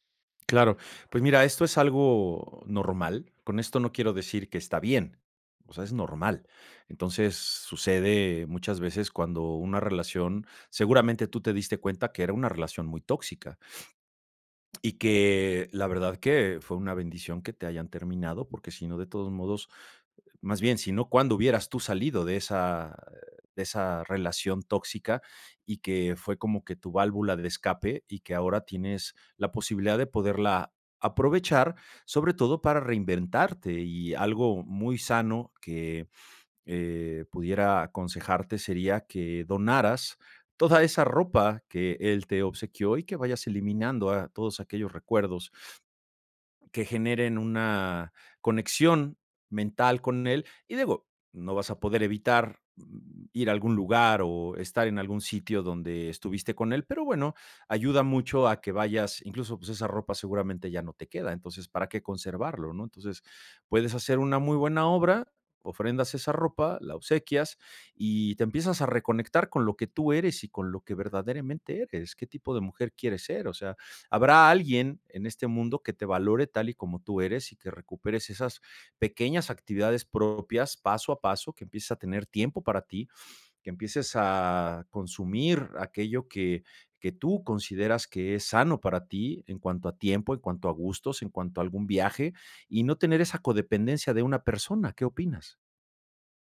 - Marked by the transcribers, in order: none
- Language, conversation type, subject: Spanish, advice, ¿Cómo te has sentido al notar que has perdido tu identidad después de una ruptura o al iniciar una nueva relación?